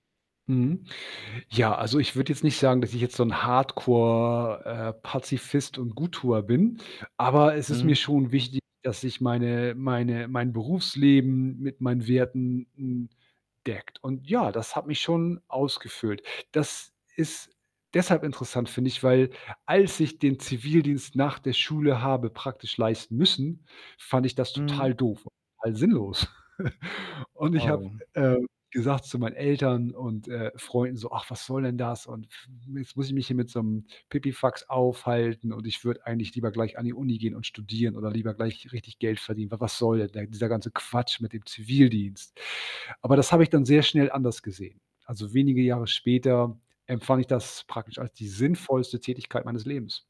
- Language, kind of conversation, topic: German, podcast, Wie bringst du deine Werte im Berufsleben ein?
- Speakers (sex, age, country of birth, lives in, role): male, 25-29, Germany, Germany, host; male, 40-44, Germany, Germany, guest
- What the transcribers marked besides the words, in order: static; other background noise; distorted speech; chuckle